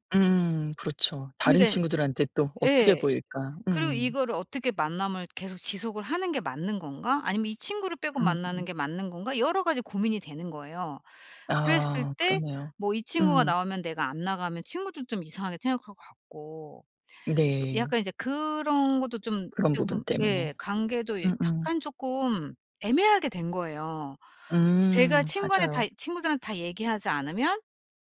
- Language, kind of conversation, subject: Korean, advice, 다른 사람을 다시 신뢰하려면 어디서부터 안전하게 시작해야 할까요?
- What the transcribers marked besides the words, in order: none